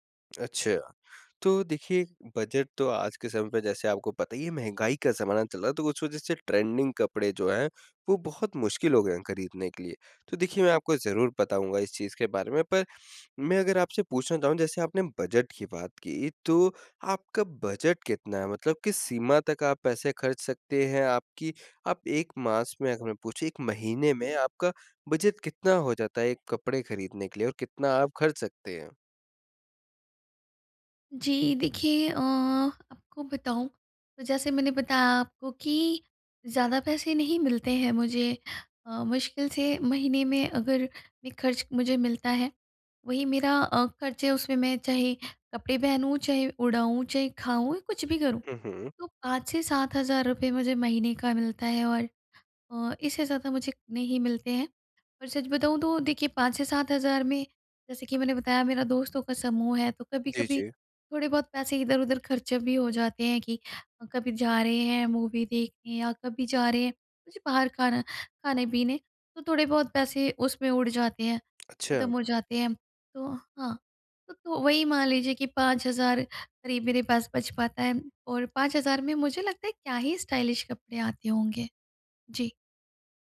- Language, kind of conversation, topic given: Hindi, advice, कम बजट में मैं अच्छा और स्टाइलिश कैसे दिख सकता/सकती हूँ?
- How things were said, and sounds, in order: tapping; in English: "ट्रेंडिंग"; in English: "मूवी"; in English: "स्टाइलिश"